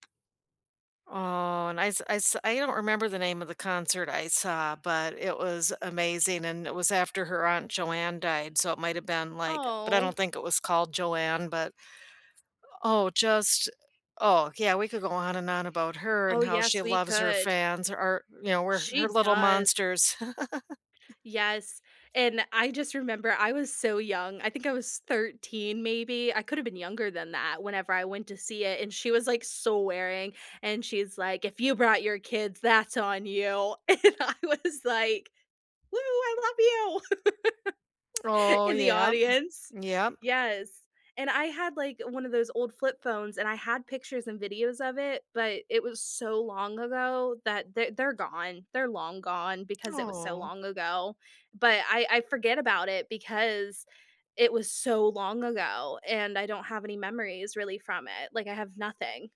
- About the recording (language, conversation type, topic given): English, unstructured, What was the best live performance or concert you have ever attended, and what made it unforgettable for you?
- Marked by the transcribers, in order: tapping; put-on voice: "Oh"; chuckle; laughing while speaking: "And I was like"; laugh; laughing while speaking: "In the audience"; tongue click; put-on voice: "Oh"